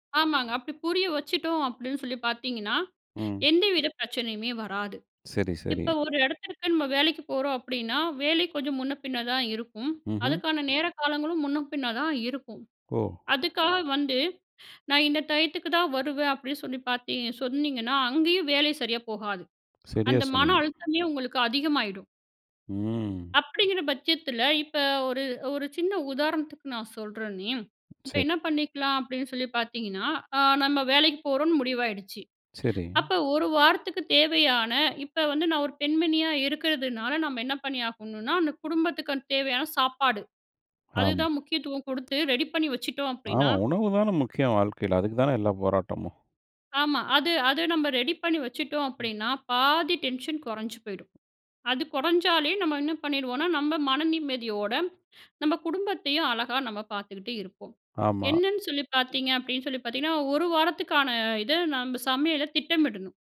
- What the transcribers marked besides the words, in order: inhale; inhale; other noise; drawn out: "ம்"; inhale; lip smack; in English: "டென்ஷன்"; inhale; other background noise
- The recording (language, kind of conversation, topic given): Tamil, podcast, குடும்பமும் வேலையும்—நீங்கள் எதற்கு முன்னுரிமை கொடுக்கிறீர்கள்?